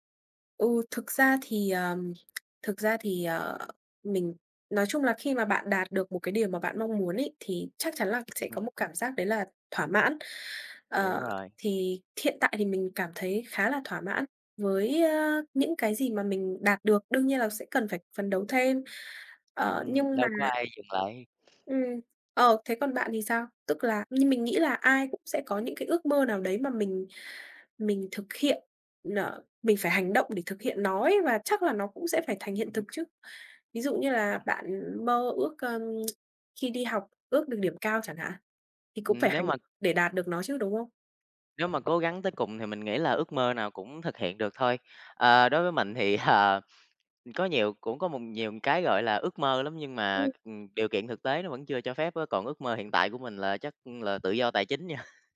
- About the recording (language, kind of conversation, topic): Vietnamese, unstructured, Bạn làm thế nào để biến ước mơ thành những hành động cụ thể và thực tế?
- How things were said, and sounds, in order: tapping; other background noise; laughing while speaking: "là"; laughing while speaking: "nha"